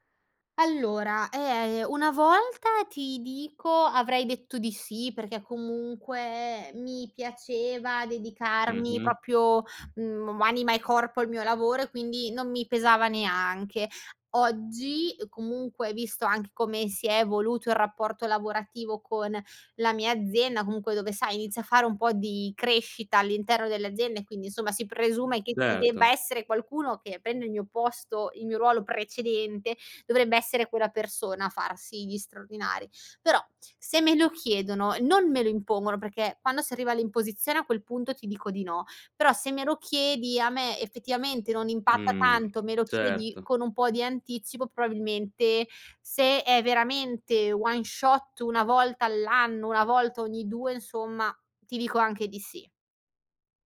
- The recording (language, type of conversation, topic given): Italian, podcast, Cosa significa per te l’equilibrio tra lavoro e vita privata?
- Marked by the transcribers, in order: in English: "one shot"